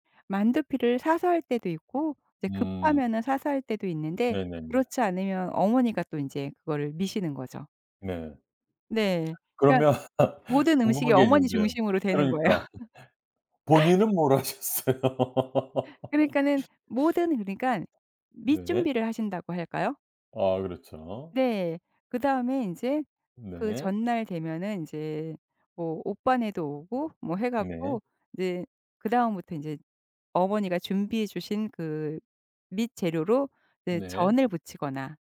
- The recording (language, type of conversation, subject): Korean, podcast, 명절 음식 준비는 보통 어떻게 나눠서 하시나요?
- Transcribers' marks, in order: tapping; other background noise; laughing while speaking: "그러면"; laughing while speaking: "거예요"; laughing while speaking: "그러니까"; laugh; laughing while speaking: "하셨어요?"; laugh